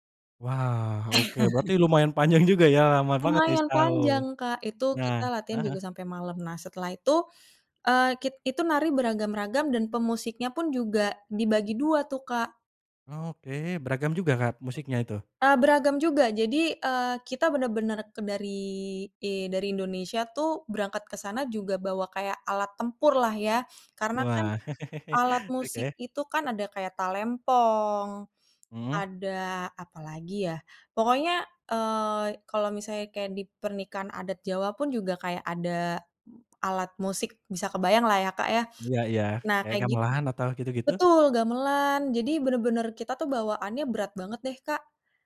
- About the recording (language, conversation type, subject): Indonesian, podcast, Apa pengalaman budaya yang paling berkesan saat kamu sedang jalan-jalan?
- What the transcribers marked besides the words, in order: chuckle; laughing while speaking: "panjang"; other background noise; chuckle